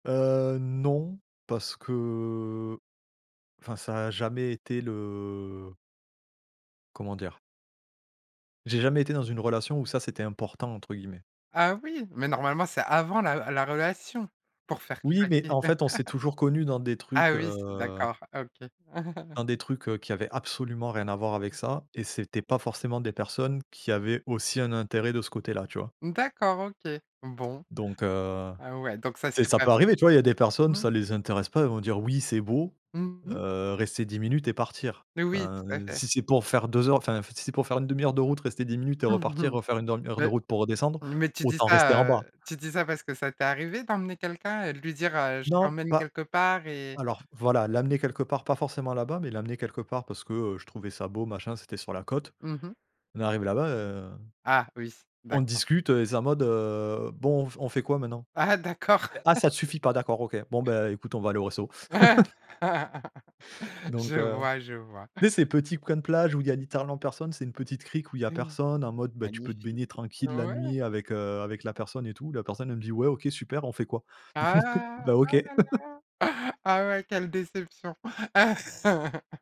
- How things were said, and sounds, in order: drawn out: "que"; laugh; chuckle; other background noise; chuckle; tapping; laugh; unintelligible speech; laugh; laugh
- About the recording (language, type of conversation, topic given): French, podcast, Peux-tu me raconter un moment où la nature t’a coupé le souffle ?